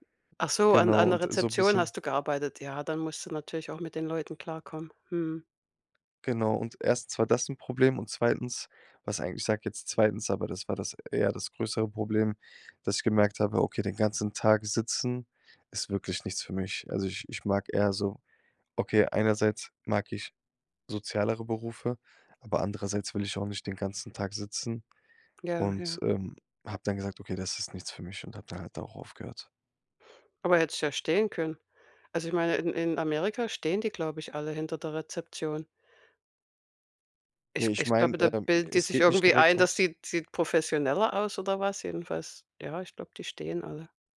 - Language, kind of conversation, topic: German, podcast, Hast du Tricks, um dich schnell selbstsicher zu fühlen?
- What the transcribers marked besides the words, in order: none